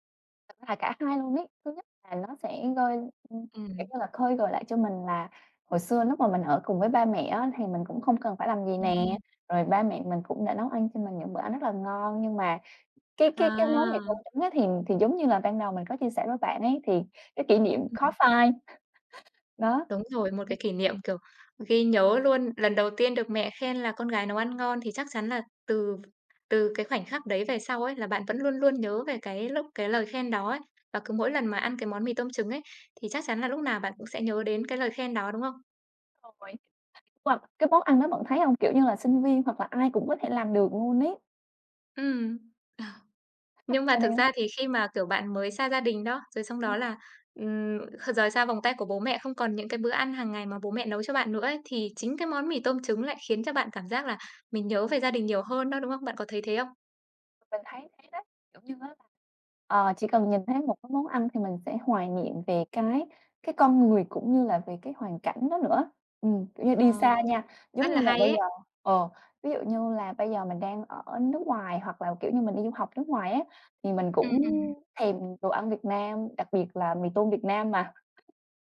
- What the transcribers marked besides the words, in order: "hơi" said as "gơi"; tapping; laugh; other background noise; unintelligible speech; chuckle
- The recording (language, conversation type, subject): Vietnamese, podcast, Bạn có thể kể về một kỷ niệm ẩm thực khiến bạn nhớ mãi không?